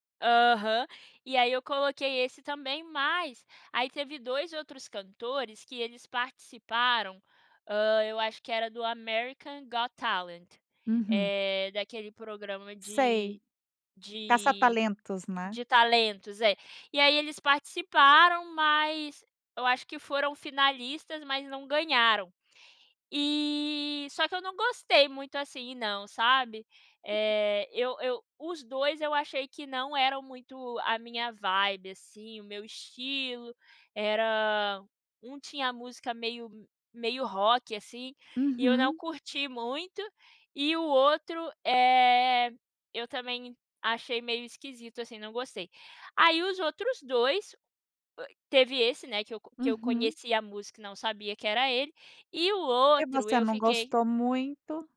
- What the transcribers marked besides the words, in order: unintelligible speech
- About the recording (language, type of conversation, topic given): Portuguese, podcast, Tem algum artista que você descobriu por acaso e virou fã?
- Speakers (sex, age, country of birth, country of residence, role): female, 25-29, Brazil, United States, guest; female, 50-54, Brazil, Spain, host